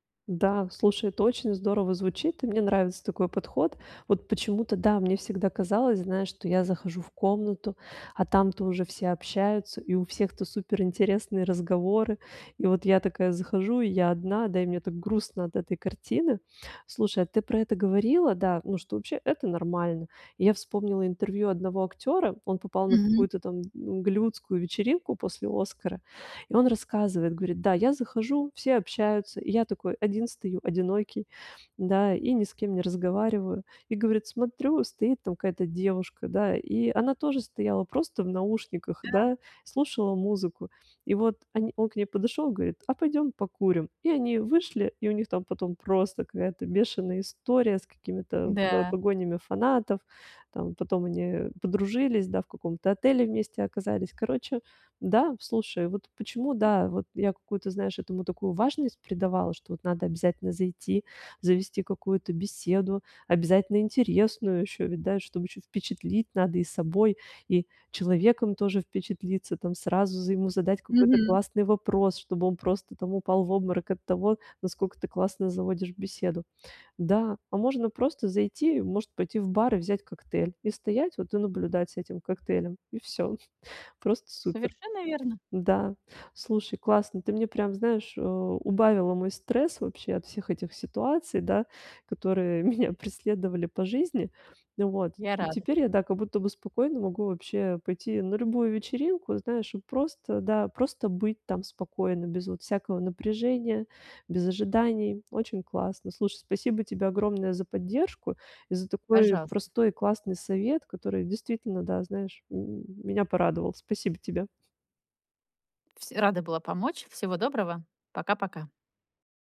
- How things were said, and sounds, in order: other background noise; laughing while speaking: "всё"; laughing while speaking: "меня"
- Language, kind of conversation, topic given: Russian, advice, Как справиться с чувством одиночества и изоляции на мероприятиях?